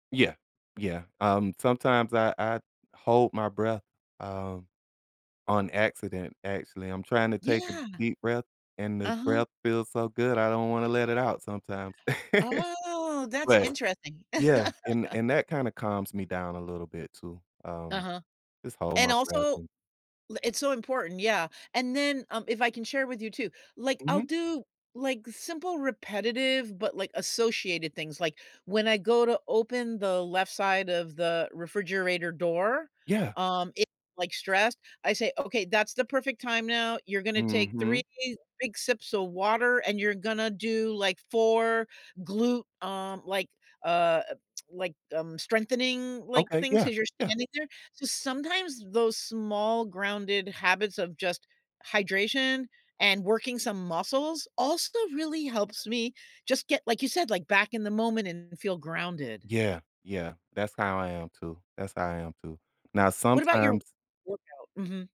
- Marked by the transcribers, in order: drawn out: "Oh"; laugh; tapping; laugh; background speech
- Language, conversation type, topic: English, unstructured, What small habits help me feel grounded during hectic times?
- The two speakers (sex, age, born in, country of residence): female, 65-69, United States, United States; male, 45-49, United States, United States